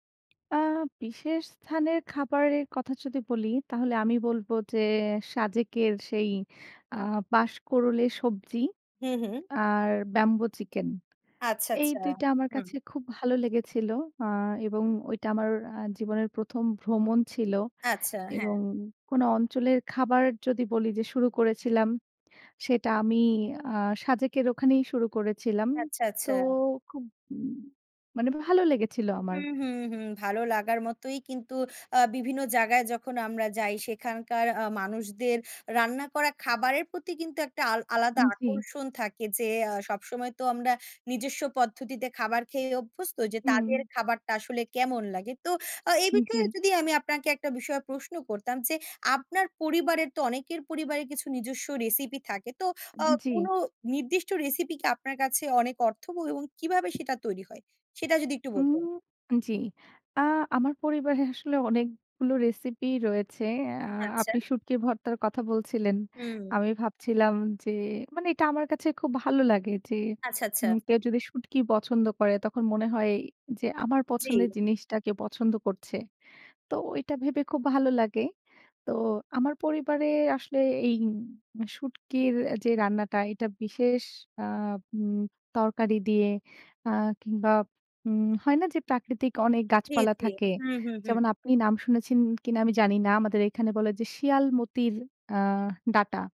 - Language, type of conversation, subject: Bengali, unstructured, কোন খাবার তোমার মনে বিশেষ স্মৃতি জাগায়?
- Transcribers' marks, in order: chuckle